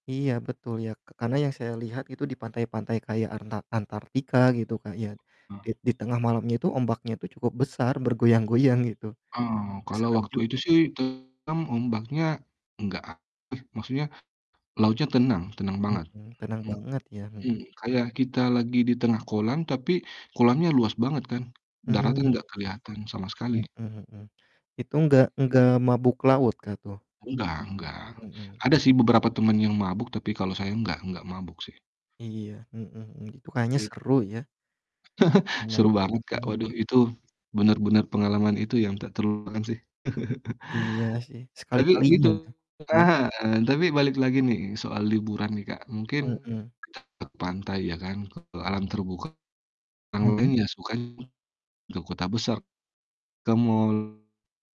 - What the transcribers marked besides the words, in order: distorted speech; tapping; other background noise; chuckle; chuckle; mechanical hum
- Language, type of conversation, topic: Indonesian, unstructured, Apa tempat liburan favoritmu, dan mengapa?